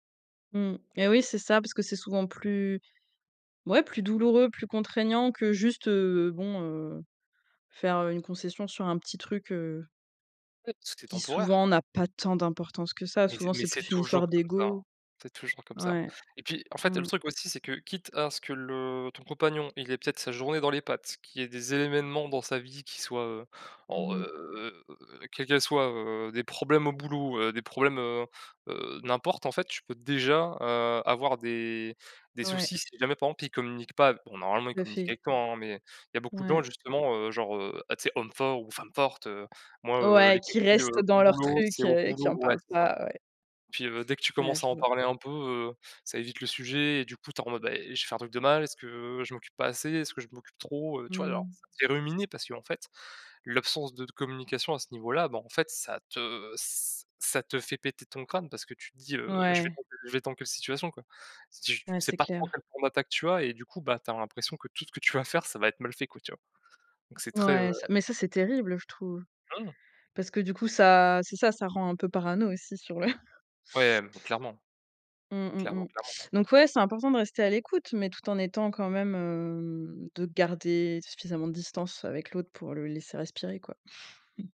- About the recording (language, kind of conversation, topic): French, unstructured, Quelle importance l’écoute a-t-elle dans la résolution des conflits ?
- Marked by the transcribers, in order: stressed: "pas tant"; drawn out: "heu"; stressed: "déjà"; stressed: "femme forte"; unintelligible speech; unintelligible speech; laughing while speaking: "le"; drawn out: "hem"; chuckle